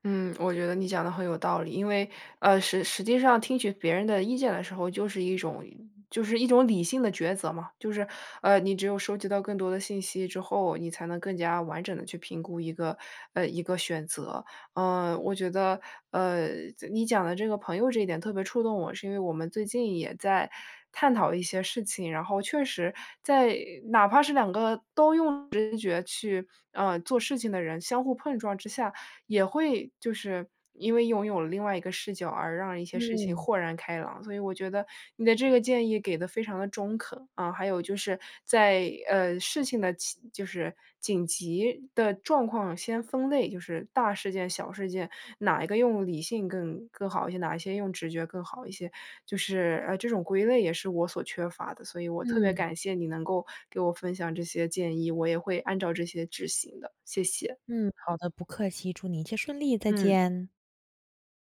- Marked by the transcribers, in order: none
- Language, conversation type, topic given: Chinese, advice, 我该如何在重要决策中平衡理性与直觉？